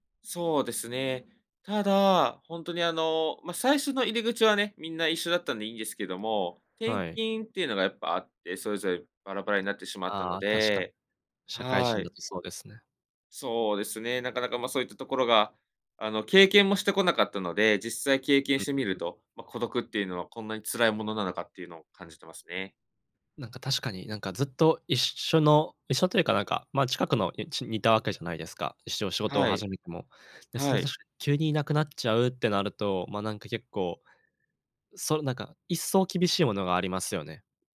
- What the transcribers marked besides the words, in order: none
- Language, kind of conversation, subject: Japanese, advice, 趣味に取り組む時間や友人と過ごす時間が減って孤独を感じるのはなぜですか？